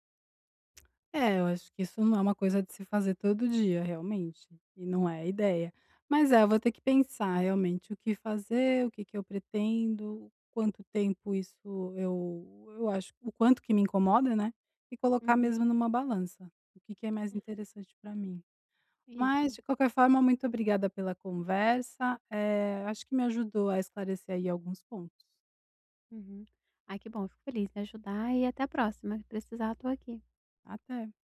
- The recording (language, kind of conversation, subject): Portuguese, advice, Como posso apoiar meu parceiro que enfrenta problemas de saúde mental?
- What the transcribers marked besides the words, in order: other background noise